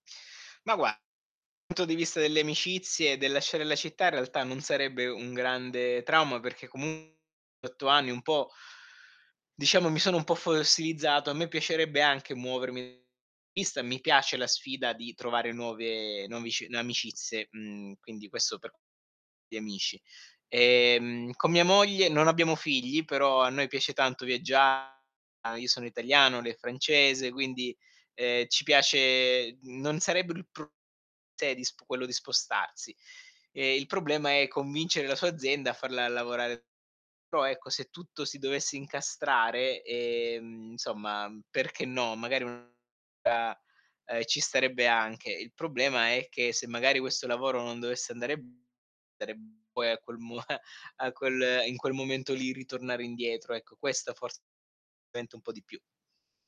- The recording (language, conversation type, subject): Italian, advice, Dovrei accettare un’offerta di lavoro in un’altra città?
- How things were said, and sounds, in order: distorted speech; "fossilizzato" said as "folsilizzato"; "amicizie" said as "namicizie"; "cioè" said as "ceh"; unintelligible speech; unintelligible speech; chuckle; unintelligible speech